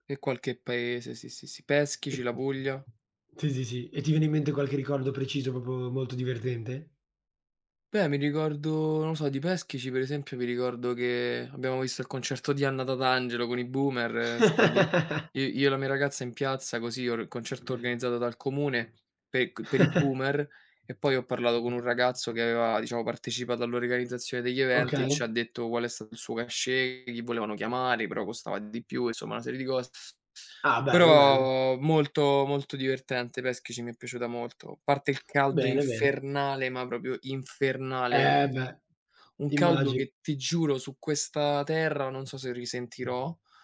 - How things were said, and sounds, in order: other background noise; "Sì" said as "Tì"; "proprio" said as "propo"; laugh; in English: "boomer"; chuckle; in English: "boomer"; in French: "cachet"; teeth sucking; stressed: "infernale"; "proprio" said as "propio"; stressed: "infernale"
- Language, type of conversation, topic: Italian, unstructured, Qual è il ricordo più divertente che hai di un viaggio?
- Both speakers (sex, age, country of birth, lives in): male, 18-19, Italy, Italy; male, 25-29, Italy, Italy